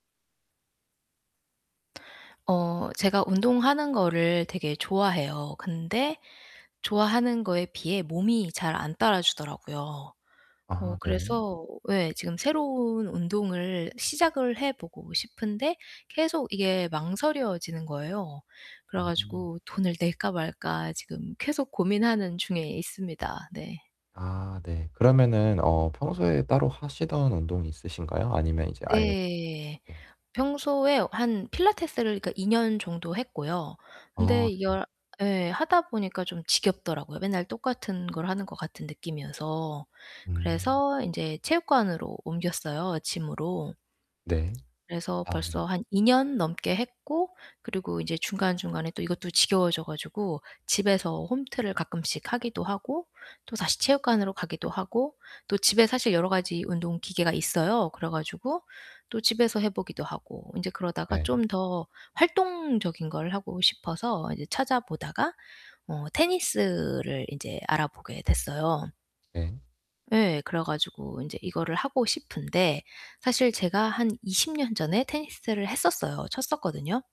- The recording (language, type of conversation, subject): Korean, advice, 새로운 활동이 두렵고 망설여질 때 어떻게 시작하면 좋을까요?
- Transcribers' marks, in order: static; tapping; distorted speech; mechanical hum; in English: "gym으로"; other background noise